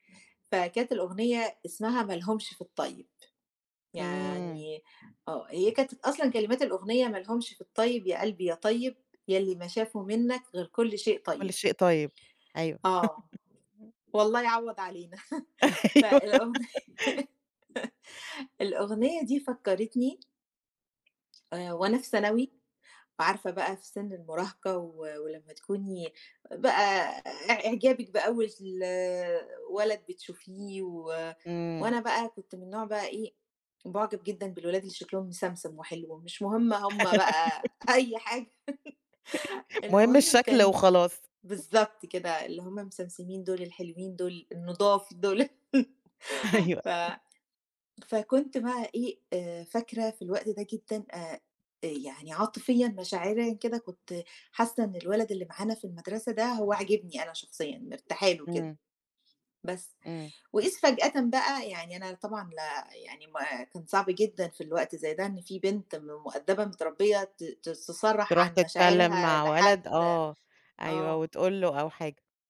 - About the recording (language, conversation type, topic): Arabic, podcast, فيه أغنية بتودّيك فورًا لذكرى معيّنة؟
- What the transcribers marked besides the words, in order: other background noise; laugh; laughing while speaking: "فالأغنية"; laughing while speaking: "أيوة"; laugh; tapping; laughing while speaking: "أي حاجة"; laugh; laugh; other noise; laugh; laughing while speaking: "أيوه"